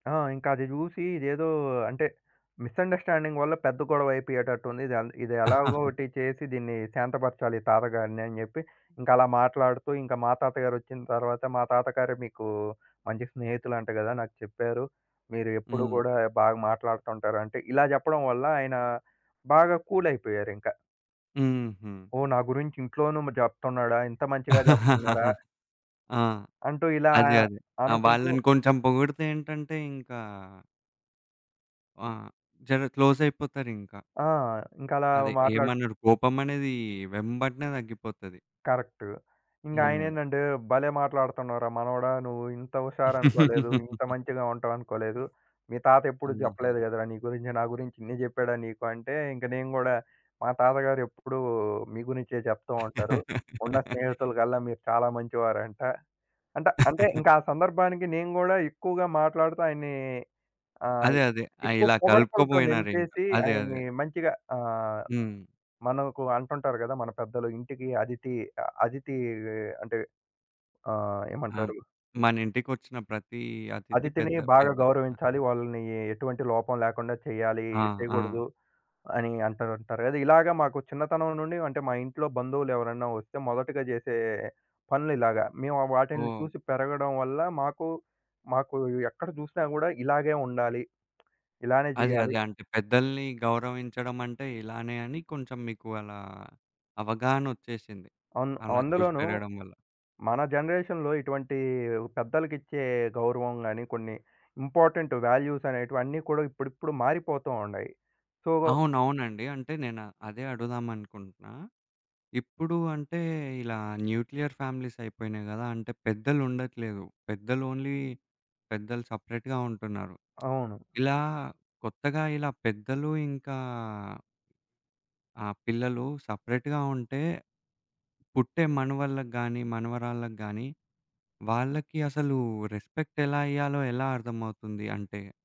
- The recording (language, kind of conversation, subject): Telugu, podcast, మీ ఇంట్లో పెద్దలను గౌరవంగా చూసుకునే విధానం ఎలా ఉంటుంది?
- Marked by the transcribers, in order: in English: "మిసండర్‌స్టాండింగ్"; chuckle; laugh; in English: "కరక్ట్"; laugh; other background noise; laugh; chuckle; tapping; in English: "జనరేషన్‌లో"; in English: "ఇంపార్టెంట్ వాల్యూస్"; in English: "సో"; in English: "న్యూక్లియర్"; in English: "ఓన్లీ"; in English: "సెపరేట్‌గా"; lip smack; in English: "సెపరేట్‌గా"; in English: "రెస్పెక్ట్"